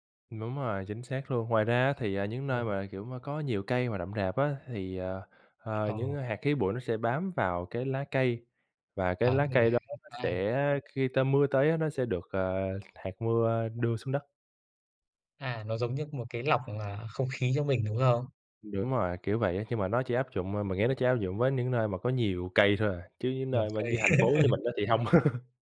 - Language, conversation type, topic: Vietnamese, unstructured, Bạn nghĩ gì về tình trạng ô nhiễm không khí hiện nay?
- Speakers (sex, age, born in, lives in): male, 25-29, Vietnam, United States; male, 25-29, Vietnam, Vietnam
- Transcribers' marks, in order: tapping; laugh